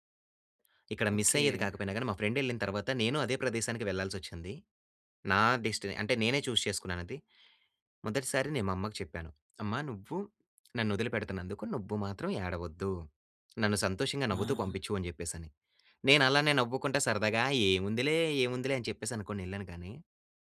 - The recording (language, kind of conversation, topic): Telugu, podcast, ఒకసారి మీ విమానం తప్పిపోయినప్పుడు మీరు ఆ పరిస్థితిని ఎలా ఎదుర్కొన్నారు?
- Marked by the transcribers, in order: in English: "మిస్"; in English: "ఫ్రెండ్"; in English: "డెస్టీని"; in English: "చూజ్"